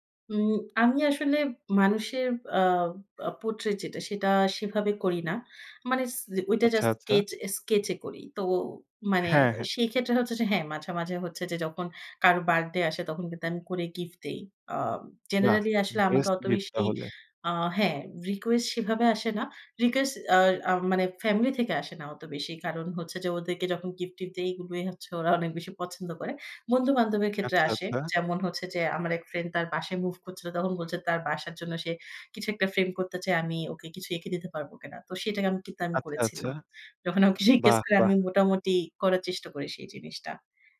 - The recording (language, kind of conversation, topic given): Bengali, podcast, তোমার সবচেয়ে প্রিয় শখ কোনটি, আর কেন সেটি তোমার ভালো লাগে?
- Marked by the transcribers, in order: in English: "portrait"; in English: "sketch"; in English: "generally"; other background noise